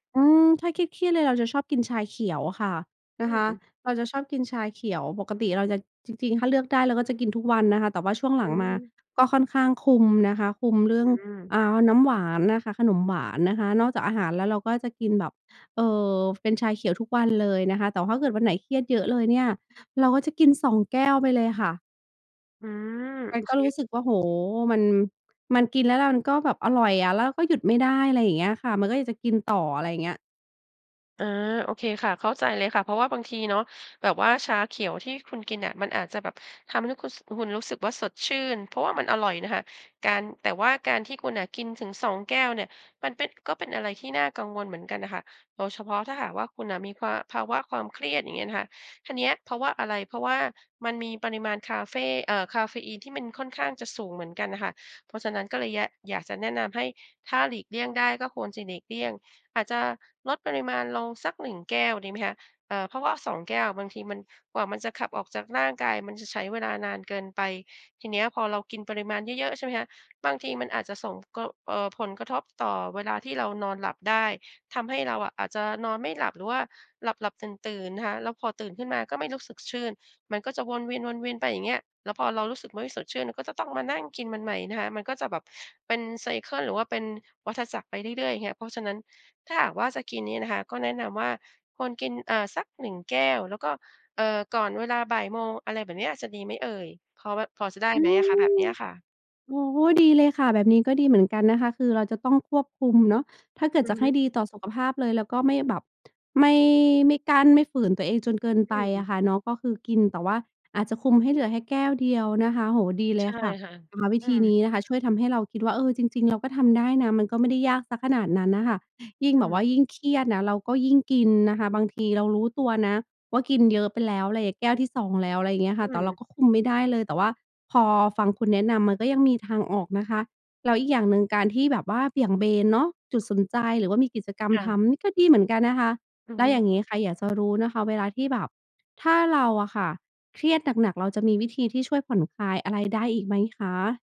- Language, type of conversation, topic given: Thai, advice, ฉันควรทำอย่างไรเมื่อเครียดแล้วกินมากจนควบคุมตัวเองไม่ได้?
- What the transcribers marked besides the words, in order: other background noise; tapping; in English: "ไซเกิล"